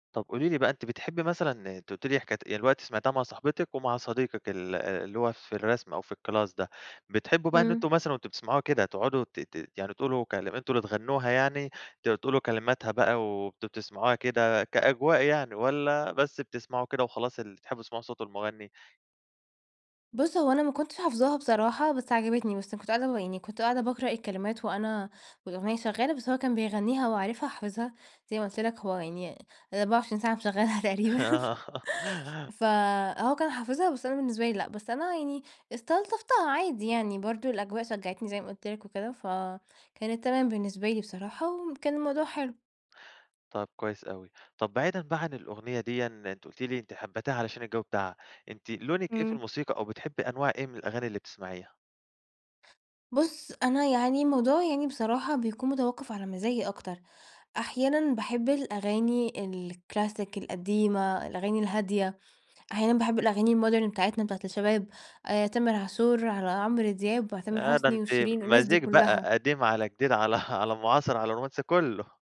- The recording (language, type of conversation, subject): Arabic, podcast, إيه هي الأغنية اللي سمعتها وإنت مع صاحبك ومش قادر تنساها؟
- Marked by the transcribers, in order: in English: "الكلاس"; laughing while speaking: "آه"; tapping; laughing while speaking: "مشغلها تقريبًا"; in English: "الكلاسيك"; in English: "الmodern"; laughing while speaking: "على"